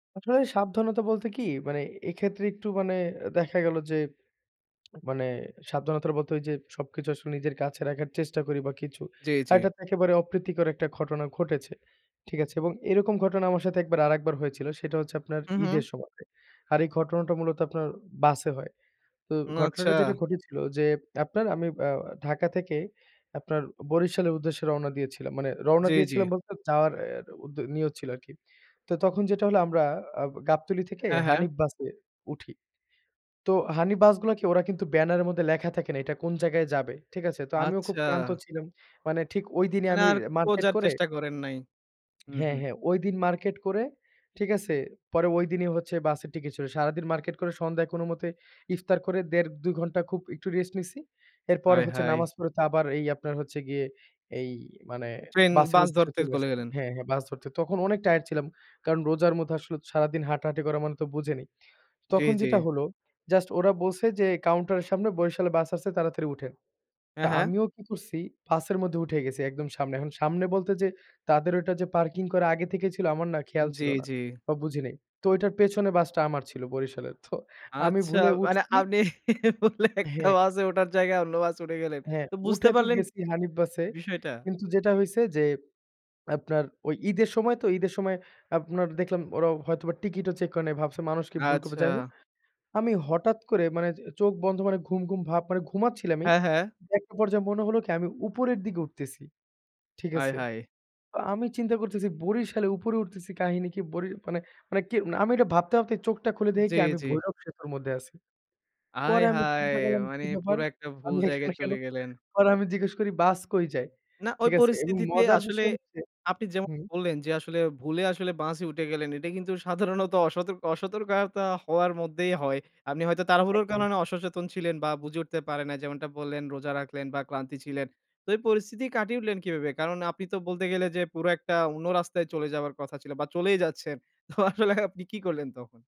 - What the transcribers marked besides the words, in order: other background noise; laughing while speaking: "আপনি ভুলে একটা বাসে ওঠার জায়গায় অন্য বাসে উঠে গেলেন"; laughing while speaking: "তো আসলে আপনি"
- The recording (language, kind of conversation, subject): Bengali, podcast, ট্রেনে বা বাসে ভিড়ের মধ্যে কি কখনও আপনি হারিয়ে গিয়েছিলেন?